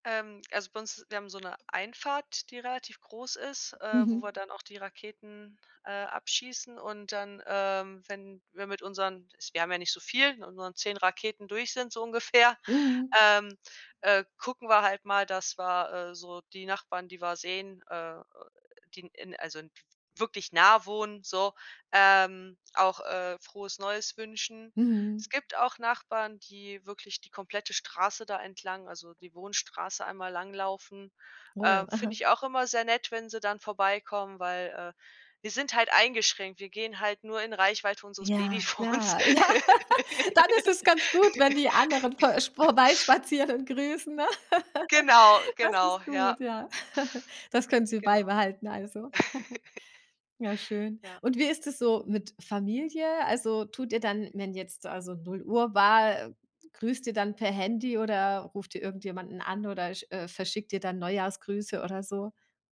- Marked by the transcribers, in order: laughing while speaking: "ungefähr"; other noise; laughing while speaking: "Ja"; laugh; joyful: "Dann ist es ganz gut … und grüßen, ne?"; laughing while speaking: "Babyfons"; laugh; giggle; giggle
- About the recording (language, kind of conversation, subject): German, podcast, Wie feiert ihr Silvester und Neujahr?